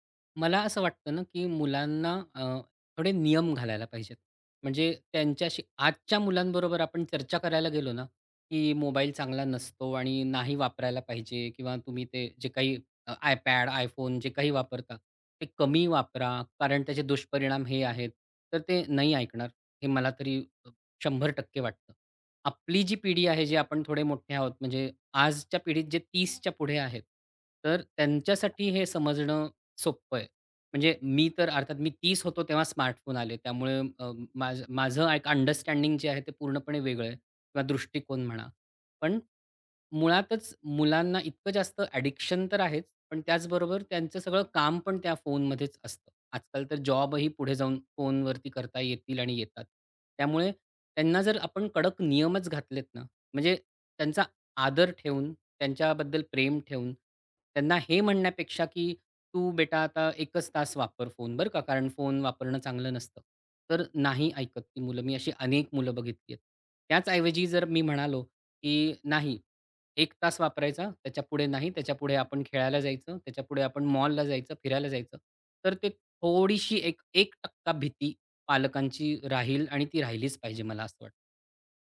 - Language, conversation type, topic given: Marathi, podcast, मुलांसाठी स्क्रीनसमोरचा वेळ मर्यादित ठेवण्यासाठी तुम्ही कोणते नियम ठरवता आणि कोणत्या सोप्या टिप्स उपयोगी पडतात?
- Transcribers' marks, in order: other background noise; in English: "ॲडिक्शन"